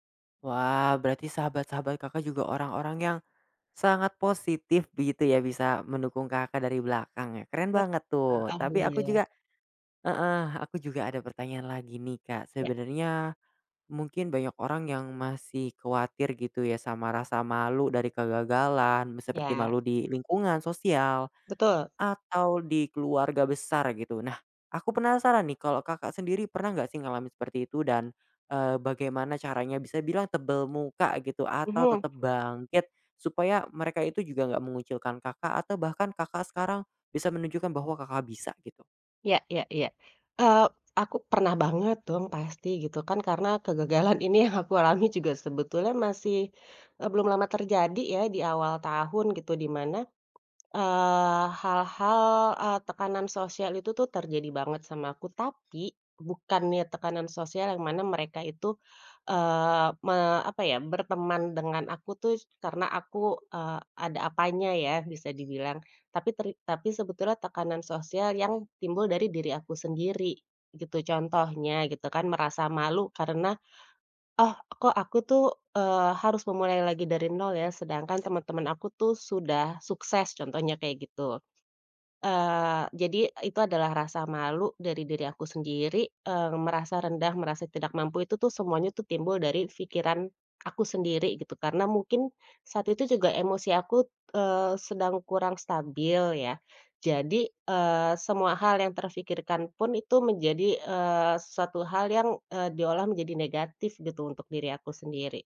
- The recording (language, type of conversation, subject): Indonesian, podcast, Kebiasaan kecil apa yang paling membantu Anda bangkit setelah mengalami kegagalan?
- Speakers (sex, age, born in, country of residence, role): female, 35-39, Indonesia, Indonesia, guest; male, 20-24, Indonesia, Indonesia, host
- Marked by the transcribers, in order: other background noise; tapping